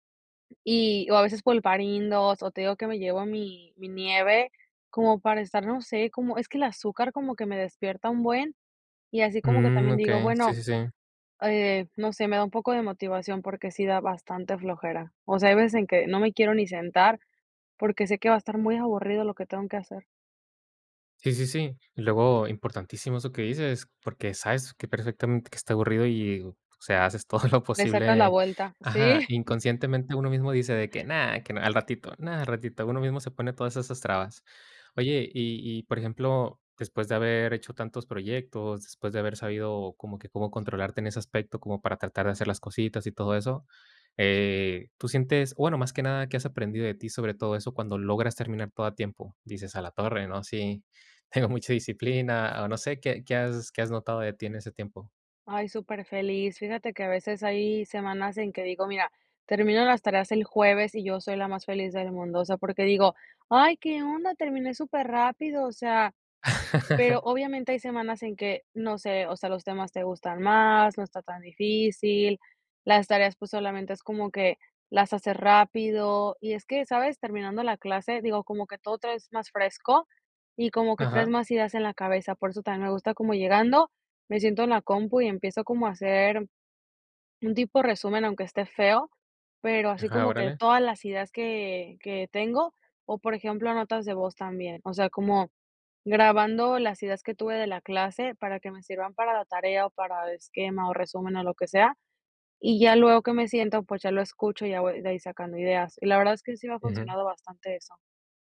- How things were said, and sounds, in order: tapping; laughing while speaking: "todo lo"; laughing while speaking: "sí"; laugh
- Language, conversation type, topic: Spanish, podcast, ¿Cómo evitas procrastinar cuando tienes que producir?